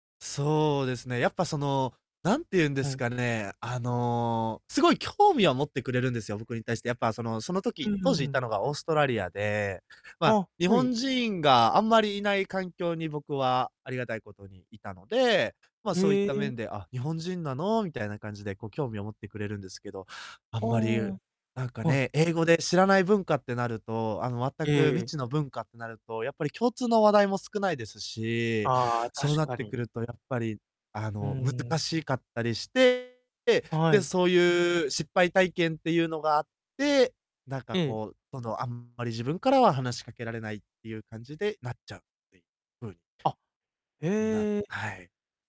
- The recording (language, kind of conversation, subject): Japanese, advice, 友人のパーティーにいると居心地が悪いのですが、どうすればいいですか？
- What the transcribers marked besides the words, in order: distorted speech; other background noise